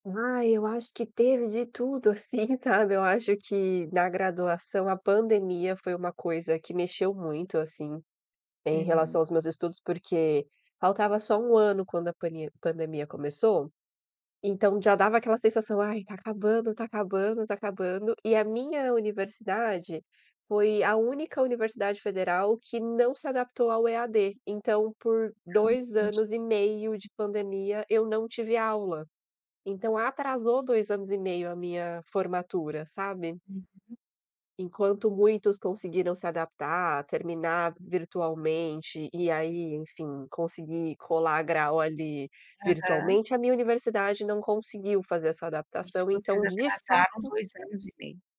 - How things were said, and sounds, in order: none
- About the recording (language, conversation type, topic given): Portuguese, podcast, Como foi o dia em que você se formou ou concluiu algo importante?